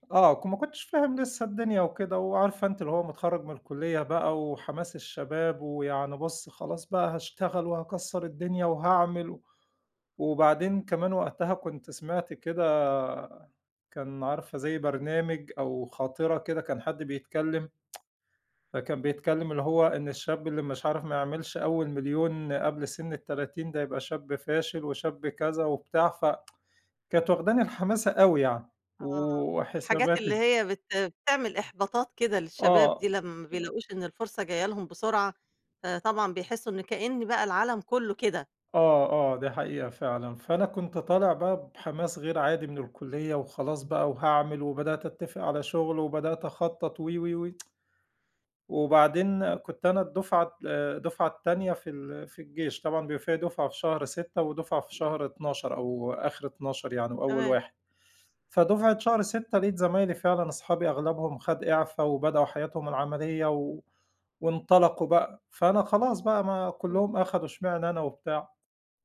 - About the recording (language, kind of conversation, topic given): Arabic, podcast, إحكيلي عن موقف غيّر نظرتك للحياة؟
- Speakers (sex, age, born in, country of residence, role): female, 65-69, Egypt, Egypt, host; male, 40-44, Egypt, Egypt, guest
- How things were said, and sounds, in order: other background noise; tsk; tsk; tapping; tsk